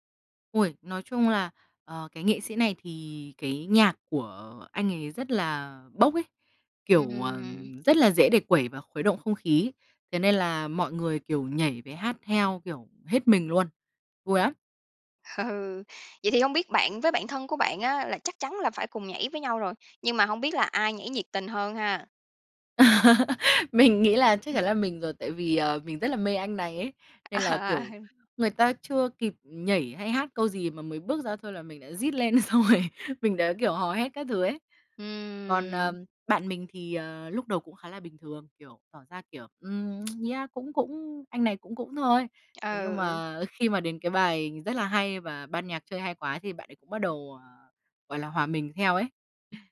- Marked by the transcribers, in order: tapping; other background noise; laughing while speaking: "Ừ"; laugh; laughing while speaking: "Mình nghĩ"; laughing while speaking: "À"; laughing while speaking: "lên rồi, mình đã, kiểu, hò hét"; lip smack
- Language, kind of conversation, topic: Vietnamese, podcast, Bạn có kỷ niệm nào khi đi xem hòa nhạc cùng bạn thân không?